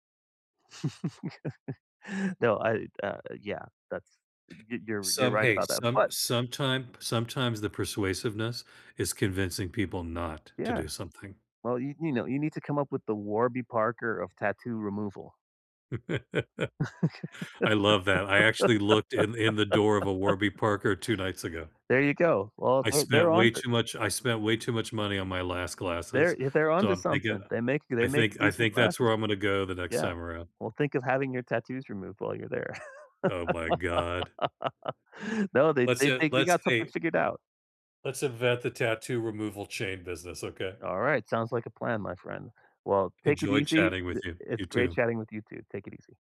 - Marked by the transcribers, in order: laugh; tapping; laugh; other background noise; laugh
- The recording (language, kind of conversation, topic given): English, unstructured, How can you persuade someone without arguing?